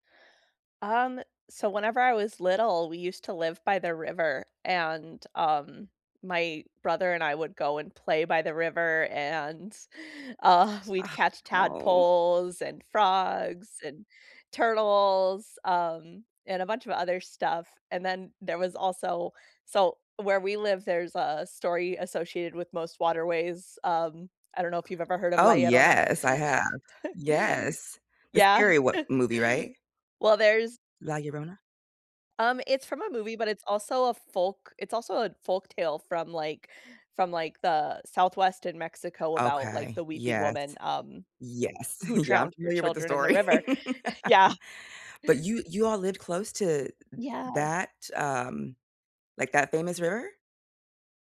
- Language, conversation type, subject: English, unstructured, Which neighborhood spots feel most special to you, and what makes them your favorites?
- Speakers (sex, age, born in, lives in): female, 35-39, United States, United States; female, 40-44, United States, United States
- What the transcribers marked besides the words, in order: sigh; chuckle; chuckle; laugh; chuckle